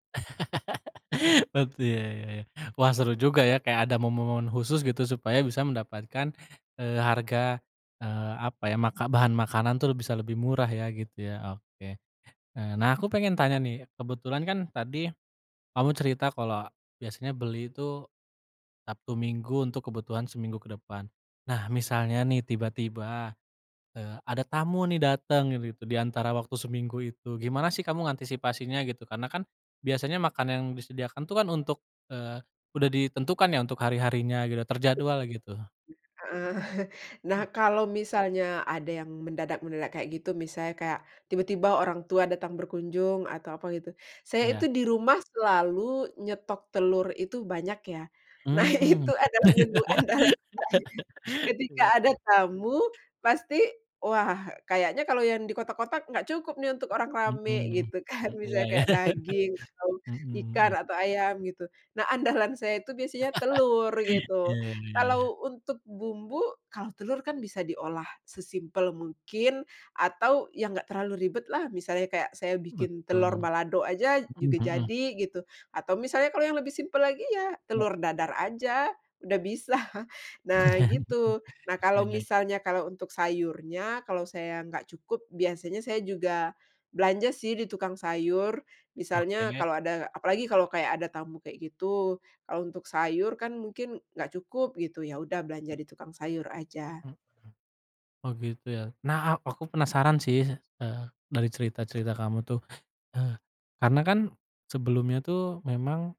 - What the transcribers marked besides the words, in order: laugh; other background noise; laughing while speaking: "Heeh"; unintelligible speech; laughing while speaking: "Nah itu, adalah menu andalan"; laugh; tapping; laughing while speaking: "iya"; chuckle; laugh; laughing while speaking: "bisa"; chuckle
- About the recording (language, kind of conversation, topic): Indonesian, podcast, Bagaimana biasanya kamu menyiapkan makanan sehari-hari di rumah?